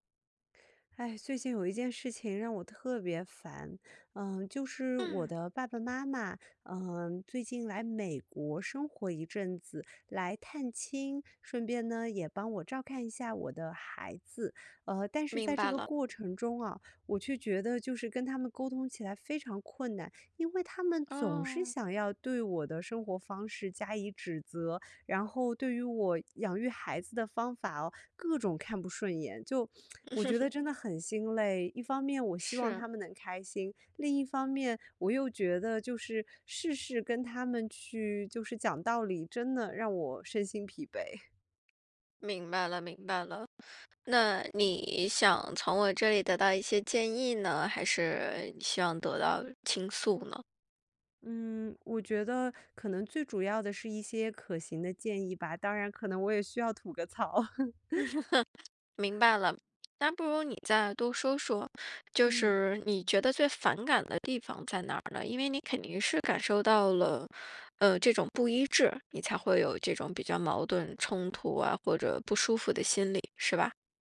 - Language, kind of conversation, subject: Chinese, advice, 当父母反复批评你的养育方式或生活方式时，你该如何应对这种受挫和疲惫的感觉？
- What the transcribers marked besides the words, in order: sigh; tsk; laugh; chuckle; joyful: "这里得到一些建议呢"; laughing while speaking: "我也需要吐个槽"; laugh; other background noise